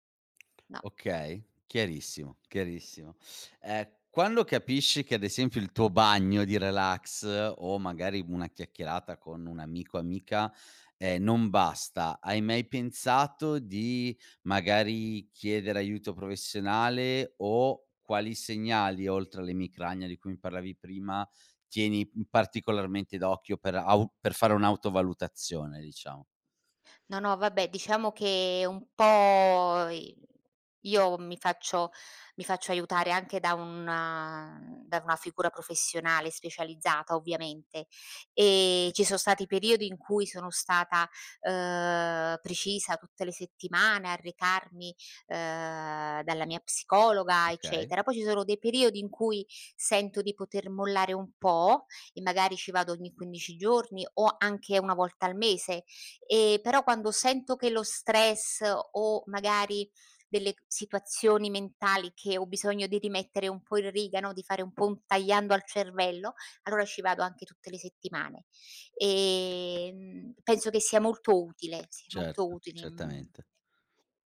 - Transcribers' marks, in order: other background noise; "sono" said as "so"
- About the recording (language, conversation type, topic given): Italian, podcast, Come gestisci lo stress nella vita di tutti i giorni?
- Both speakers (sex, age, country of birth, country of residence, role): female, 55-59, Italy, Italy, guest; male, 40-44, Italy, Italy, host